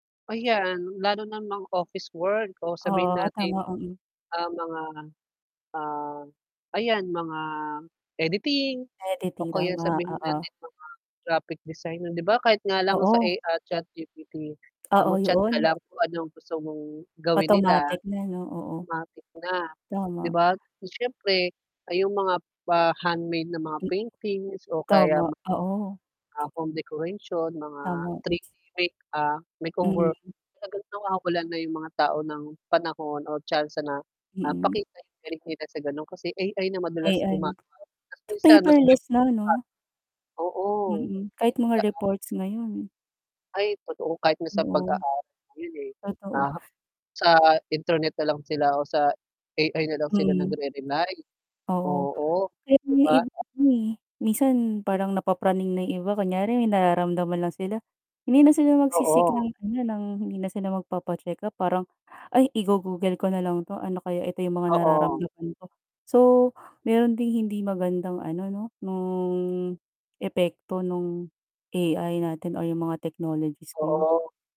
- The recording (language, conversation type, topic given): Filipino, unstructured, Ano ang palagay mo sa paggamit ng artipisyal na intelihensiya sa trabaho—nakakatulong ba ito o nakakasama?
- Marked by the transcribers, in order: tapping; distorted speech; static; in English: "home decoration"; unintelligible speech